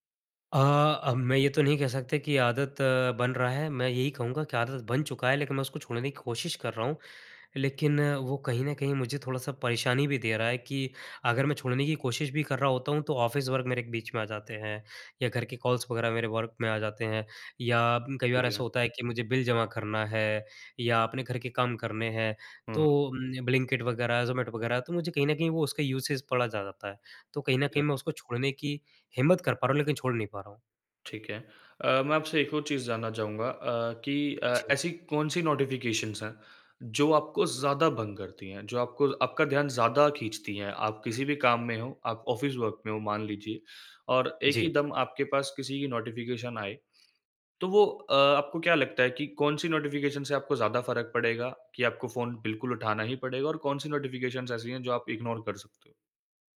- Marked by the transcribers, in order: in English: "ऑफ़िस वर्क"; in English: "कॉल्स"; in English: "वर्क"; in English: "यूसेज"; in English: "नोटिफ़िकेशंस"; in English: "ऑफ़िस वर्क"; in English: "नोटिफ़िकेशन"; in English: "नोटिफिकेशन"; in English: "नोटिफ़िकेशंस"; in English: "इग्नोर"
- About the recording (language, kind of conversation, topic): Hindi, advice, नोटिफिकेशन और फोन की वजह से आपका ध्यान बार-बार कैसे भटकता है?